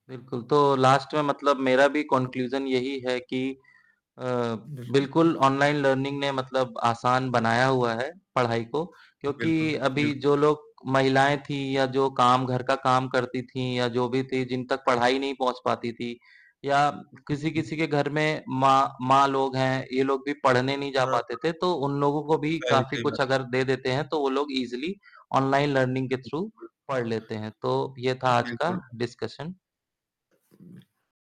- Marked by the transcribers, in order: static; in English: "लास्ट"; in English: "कॉन्क्लुजन"; distorted speech; in English: "लर्निंग"; other background noise; in English: "ईज़िली"; in English: "लर्निंग"; other noise; in English: "थ्रू"; in English: "डिस्कशन"
- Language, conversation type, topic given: Hindi, unstructured, क्या आपको लगता है कि ऑनलाइन सीखने से आपकी पढ़ाई आसान हुई है?